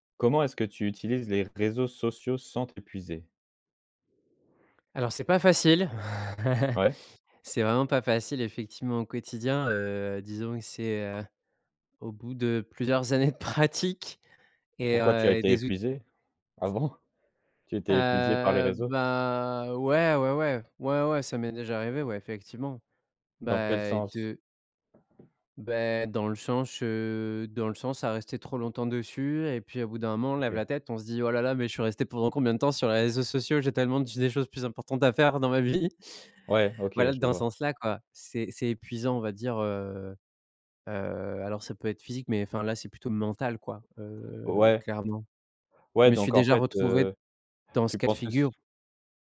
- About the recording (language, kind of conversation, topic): French, podcast, Comment utilises-tu les réseaux sociaux sans t’épuiser ?
- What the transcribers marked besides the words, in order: chuckle; tapping; other background noise